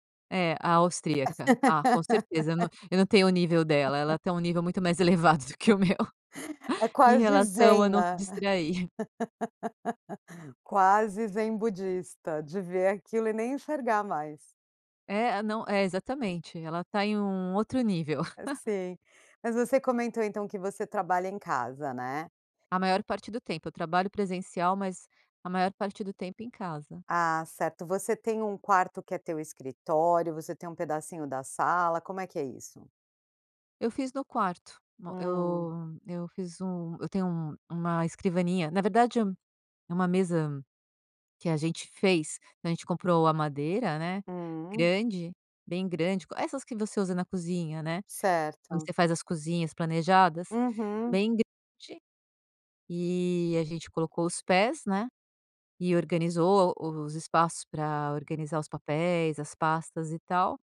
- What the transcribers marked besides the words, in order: laugh; laugh; tapping; laugh; chuckle
- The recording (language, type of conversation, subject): Portuguese, podcast, Como você evita distrações domésticas quando precisa se concentrar em casa?